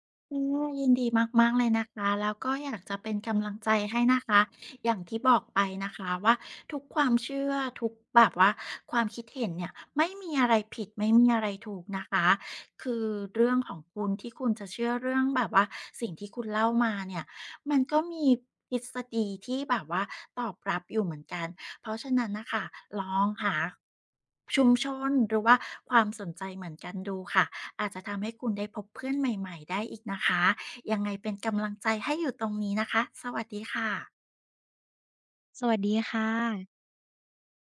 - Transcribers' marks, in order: none
- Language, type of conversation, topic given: Thai, advice, คุณกำลังลังเลที่จะเปิดเผยตัวตนที่แตกต่างจากคนรอบข้างหรือไม่?